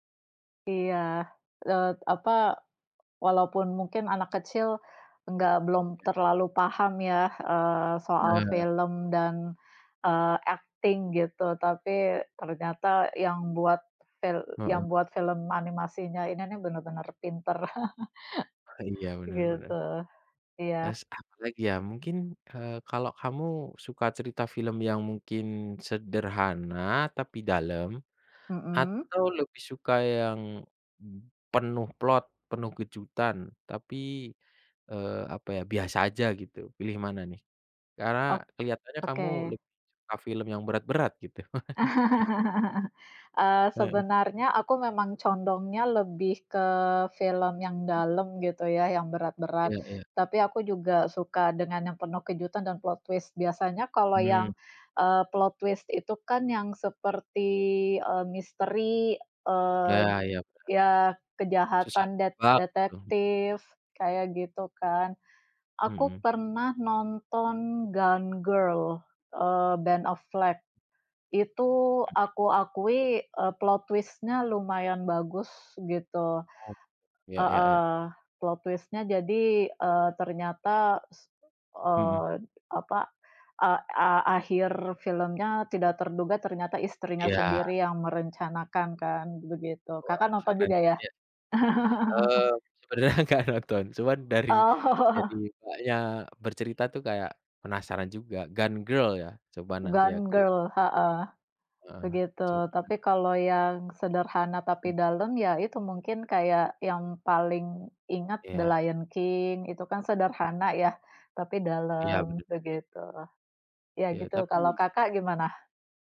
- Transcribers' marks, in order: other background noise; laugh; laugh; in English: "plot twist"; in English: "plot twist"; drawn out: "seperti"; in English: "plot twist-nya"; in English: "Plot twist-nya"; laugh; laughing while speaking: "enggak nonton"; laughing while speaking: "Oh"
- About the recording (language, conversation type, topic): Indonesian, unstructured, Apa yang membuat cerita dalam sebuah film terasa kuat dan berkesan?